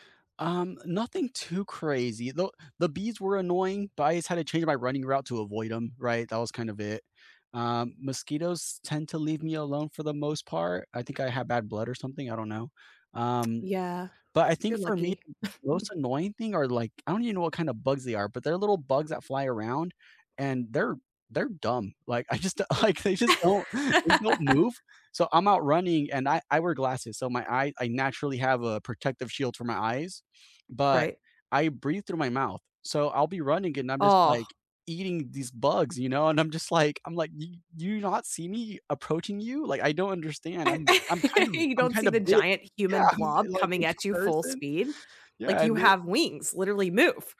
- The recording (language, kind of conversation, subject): English, unstructured, How does being in nature or getting fresh air improve your mood?
- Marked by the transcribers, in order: chuckle; laugh; laughing while speaking: "I just like"; laugh